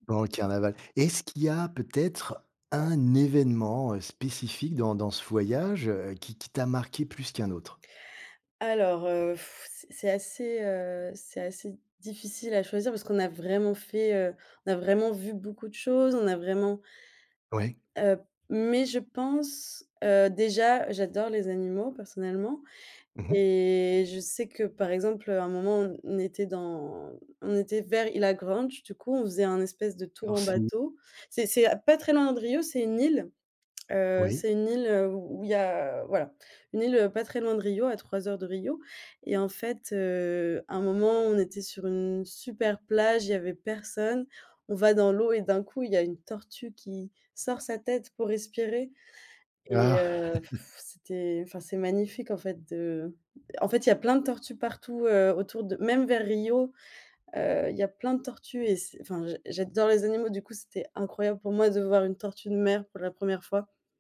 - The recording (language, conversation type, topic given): French, podcast, Quel est le voyage le plus inoubliable que tu aies fait ?
- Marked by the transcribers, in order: blowing; blowing; chuckle